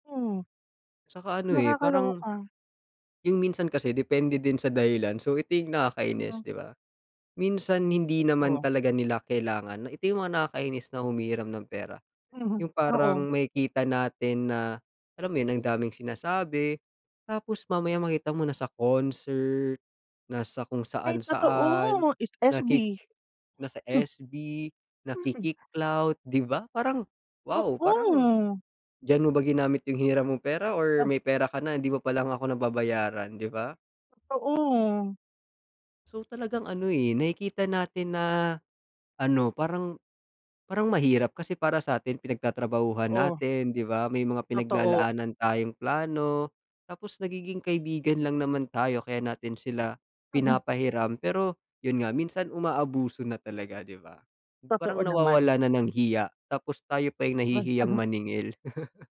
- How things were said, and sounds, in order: chuckle
- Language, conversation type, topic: Filipino, unstructured, Ano ang saloobin mo sa mga taong palaging humihiram ng pera?